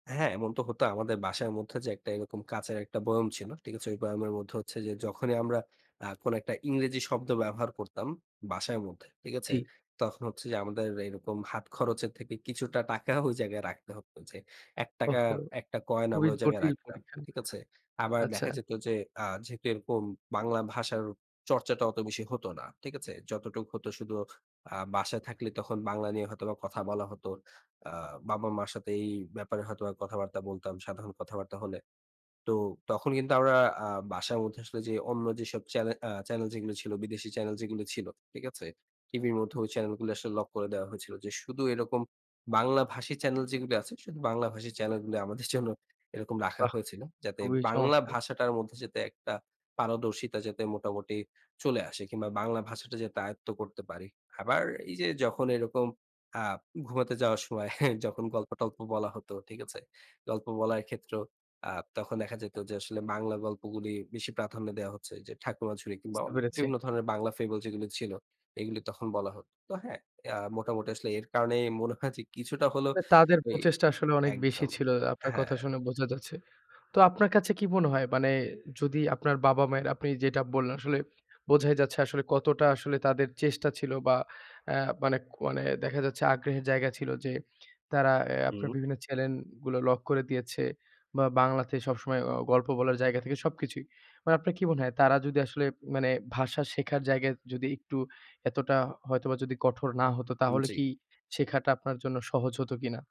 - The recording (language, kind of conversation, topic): Bengali, podcast, দুই বা ততোধিক ভাষায় বড় হওয়ার অভিজ্ঞতা কেমন?
- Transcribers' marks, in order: laughing while speaking: "ওই জায়গায় রাখতে হত"; laughing while speaking: "আমাদের জন্য"; laughing while speaking: "হ্যাঁ?"; in English: "ফেবল"; "চ্যানেল" said as "চ্যালেন"